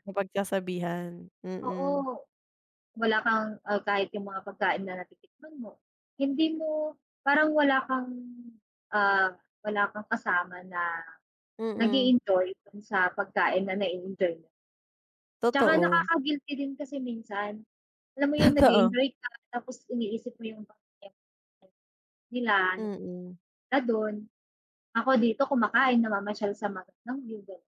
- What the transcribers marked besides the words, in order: none
- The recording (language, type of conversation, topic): Filipino, unstructured, Ano ang mga paraan para makatipid sa mga gastos habang naglalakbay?